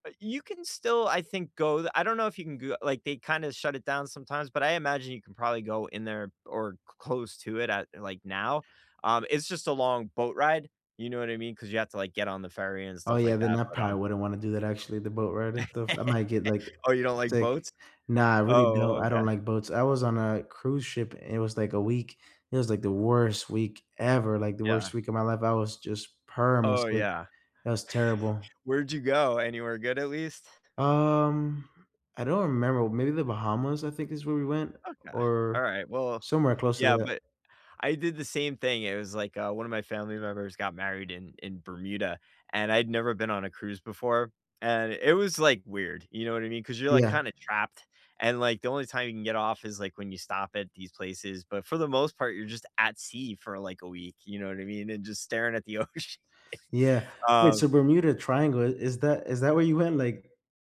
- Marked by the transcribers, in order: "probably" said as "probaly"; tapping; chuckle; chuckle; drawn out: "Um"; laughing while speaking: "ocean"; chuckle
- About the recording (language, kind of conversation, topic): English, unstructured, What is your dream travel destination, and why is it meaningful to you?